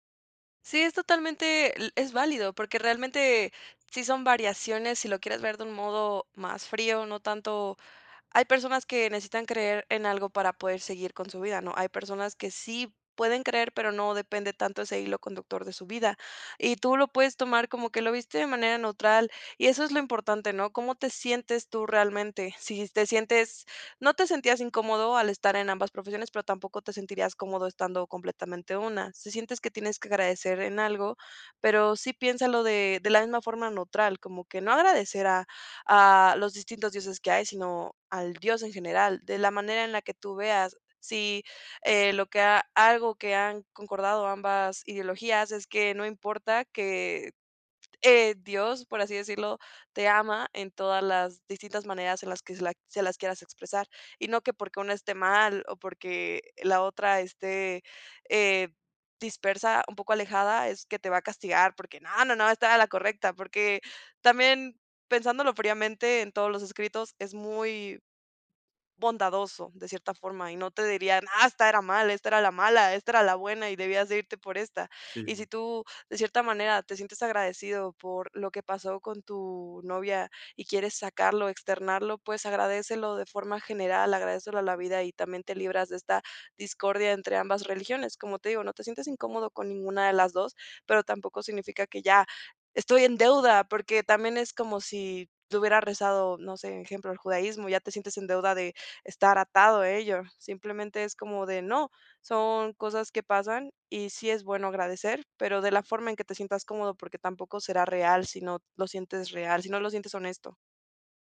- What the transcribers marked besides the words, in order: other background noise
- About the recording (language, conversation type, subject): Spanish, advice, ¿Qué dudas tienes sobre tu fe o tus creencias y qué sentido les encuentras en tu vida?